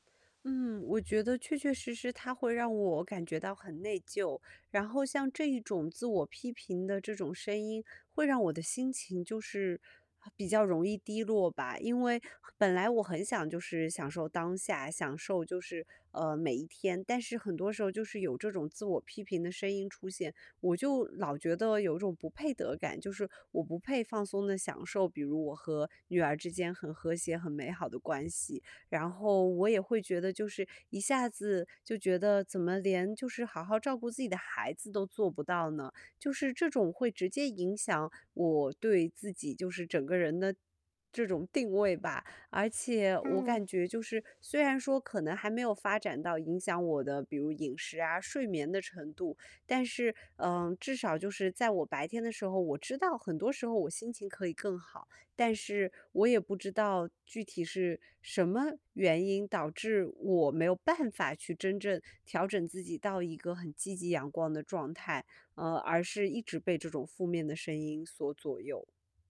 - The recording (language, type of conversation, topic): Chinese, advice, 我总是对自己很苛刻，怎样才能建立更温和的自我对话？
- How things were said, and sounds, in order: static; distorted speech